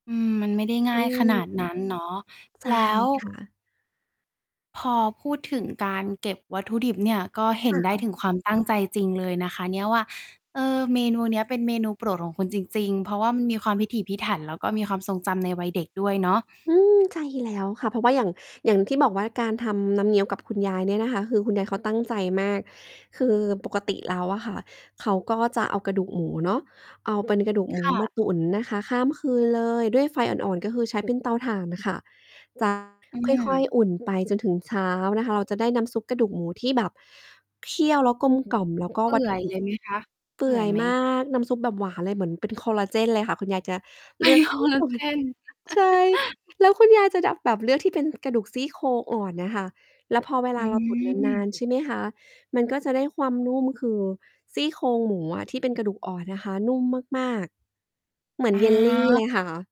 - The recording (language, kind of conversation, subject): Thai, podcast, การทำอาหารร่วมกันในครอบครัวมีความหมายกับคุณอย่างไร?
- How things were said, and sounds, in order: distorted speech; mechanical hum; laughing while speaking: "เป็นคอลลาเจน"; laughing while speaking: "ส่วน"; chuckle; tapping; drawn out: "อืม"; drawn out: "อา"